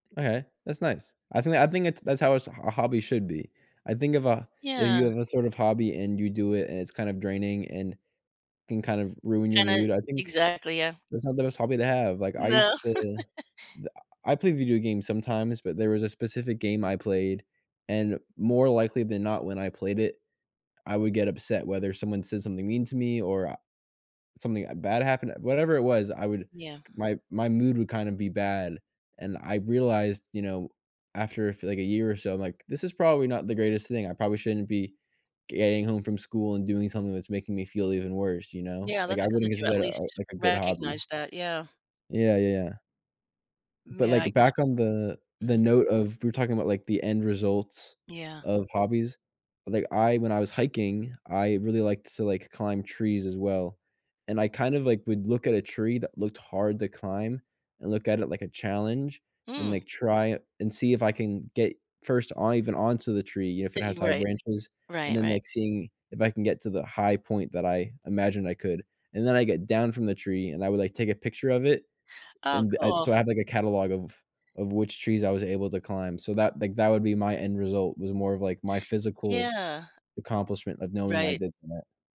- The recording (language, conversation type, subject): English, unstructured, How do your hobbies contribute to your overall happiness and well-being?
- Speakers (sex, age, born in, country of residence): female, 60-64, United States, United States; male, 20-24, United States, United States
- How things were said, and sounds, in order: other background noise; laugh; tapping; chuckle